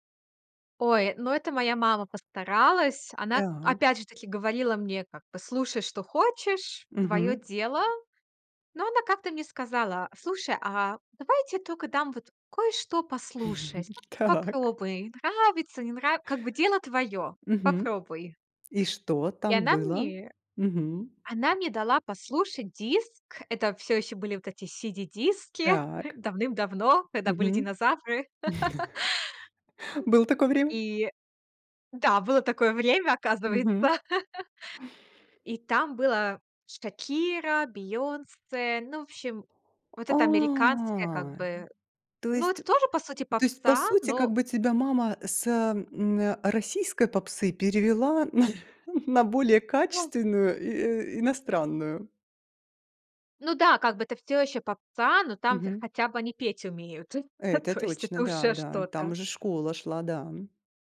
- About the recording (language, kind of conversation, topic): Russian, podcast, Как меняются твои музыкальные вкусы с возрастом?
- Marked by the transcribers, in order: tapping; other background noise; chuckle; unintelligible speech; laugh; chuckle; laugh; laugh; chuckle; other noise